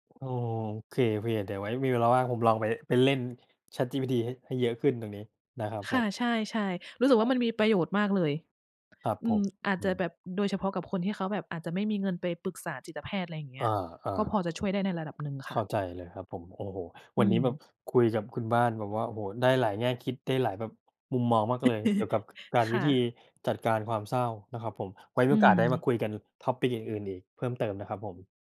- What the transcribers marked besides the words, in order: other background noise; giggle; in English: "topic"
- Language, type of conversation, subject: Thai, unstructured, คุณรับมือกับความเศร้าอย่างไร?